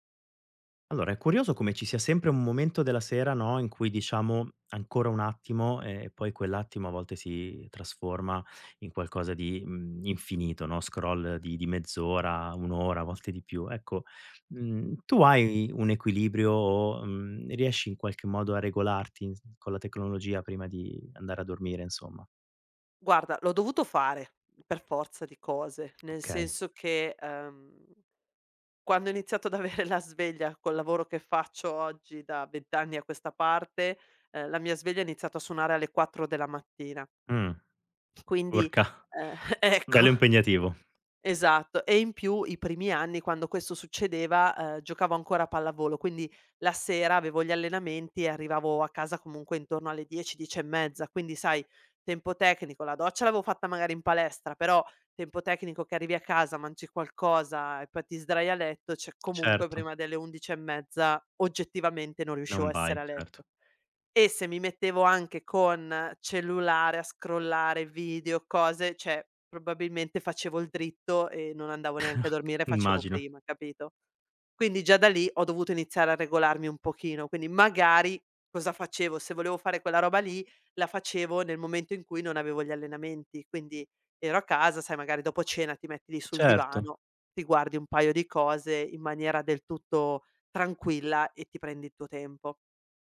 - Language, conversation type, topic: Italian, podcast, Come gestisci schermi e tecnologia prima di andare a dormire?
- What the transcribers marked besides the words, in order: in English: "scroll"; tapping; laughing while speaking: "avere"; chuckle; laughing while speaking: "ecco"; "cioè" said as "ceh"; "cioè" said as "ceh"; chuckle